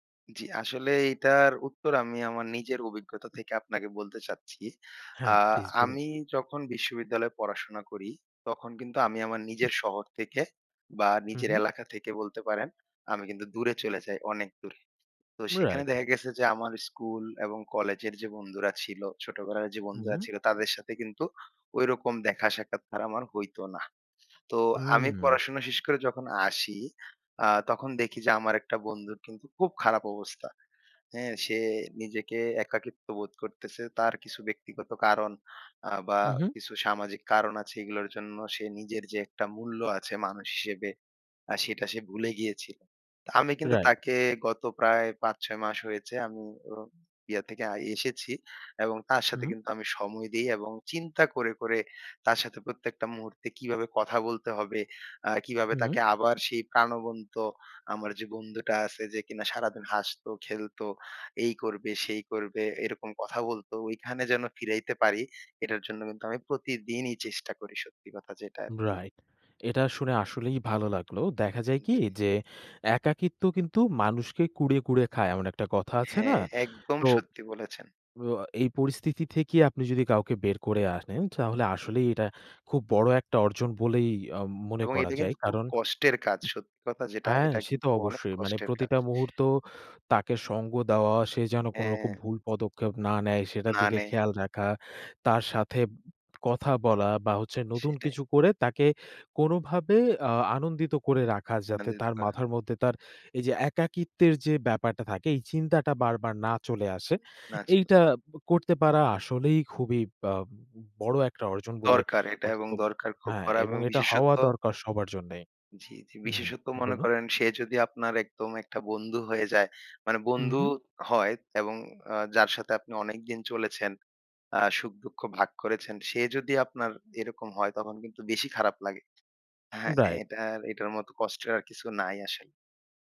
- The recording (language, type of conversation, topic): Bengali, podcast, আপনি কীভাবে একাকীত্ব কাটাতে কাউকে সাহায্য করবেন?
- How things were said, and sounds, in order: unintelligible speech